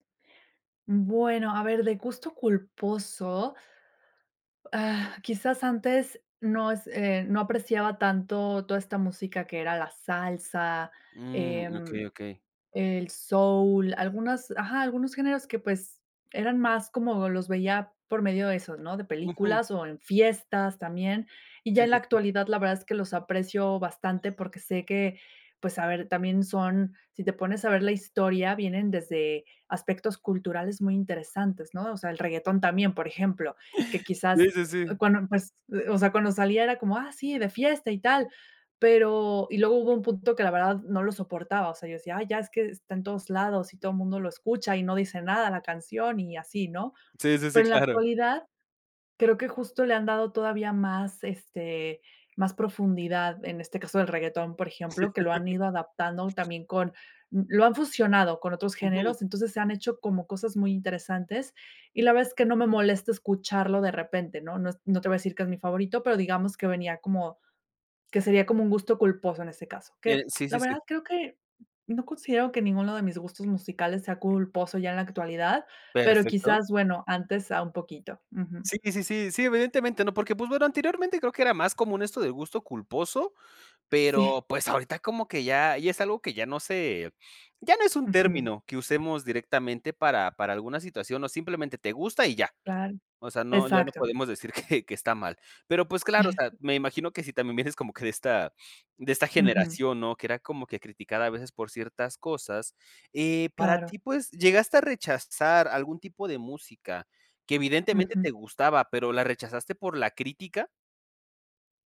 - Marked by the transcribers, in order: laughing while speaking: "Sí, sí, sí"; laugh; laughing while speaking: "que"; chuckle
- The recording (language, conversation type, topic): Spanish, podcast, ¿Qué te llevó a explorar géneros que antes rechazabas?